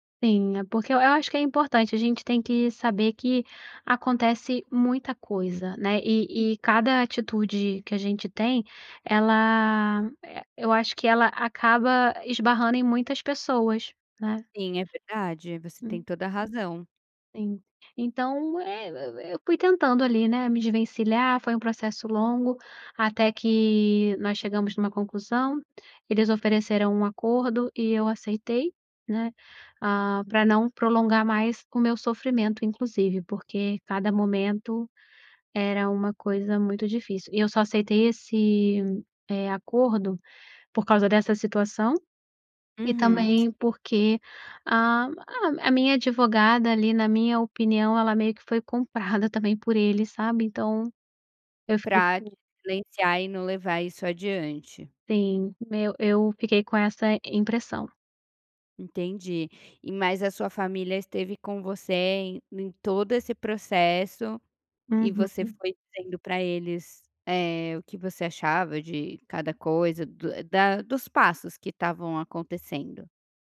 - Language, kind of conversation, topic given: Portuguese, podcast, Qual é o papel da família no seu sentimento de pertencimento?
- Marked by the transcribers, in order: other noise; unintelligible speech